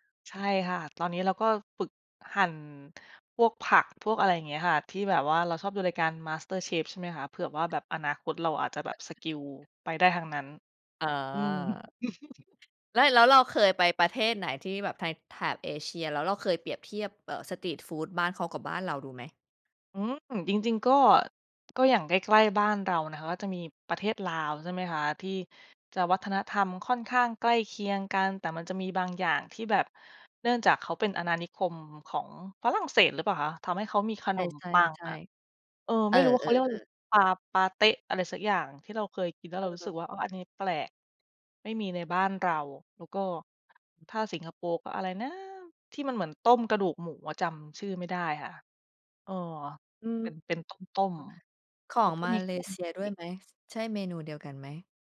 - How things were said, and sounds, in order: laugh; in English: "สตรีตฟูด"
- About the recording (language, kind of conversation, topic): Thai, podcast, คุณชอบอาหารริมทางแบบไหนที่สุด และเพราะอะไร?